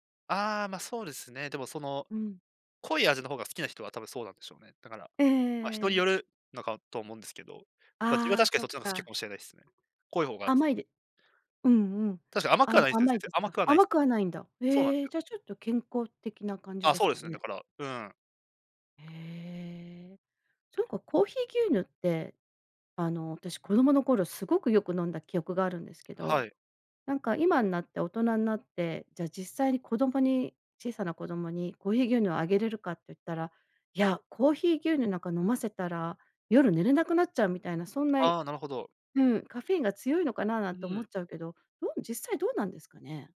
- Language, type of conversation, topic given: Japanese, podcast, あなたの家の味に欠かせない秘密の材料はありますか？
- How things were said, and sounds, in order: other background noise